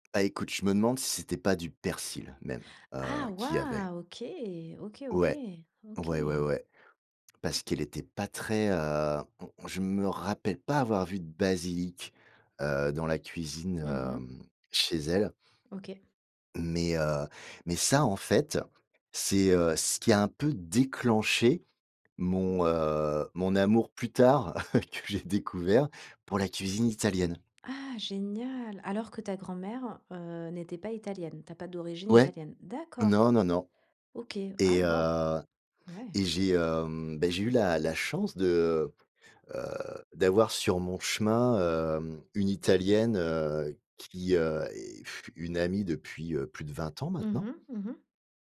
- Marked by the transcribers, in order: chuckle; laughing while speaking: "que j'ai découvert"; tapping; blowing
- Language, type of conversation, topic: French, podcast, Quelle odeur de cuisine te ramène instantanément en enfance ?